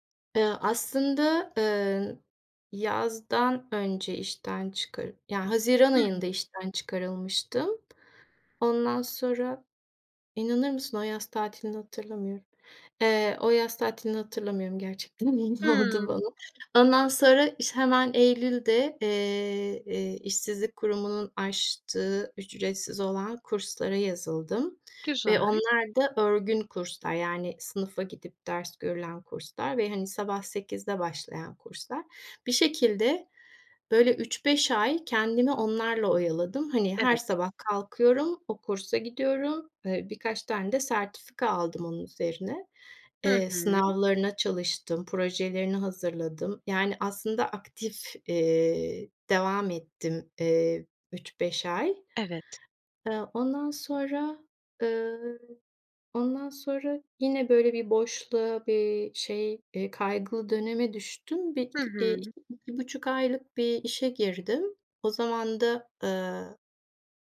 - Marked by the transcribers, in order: laughing while speaking: "Ne oldu bana?"
- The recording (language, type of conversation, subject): Turkish, advice, Uzun süreli tükenmişlikten sonra işe dönme kaygınızı nasıl yaşıyorsunuz?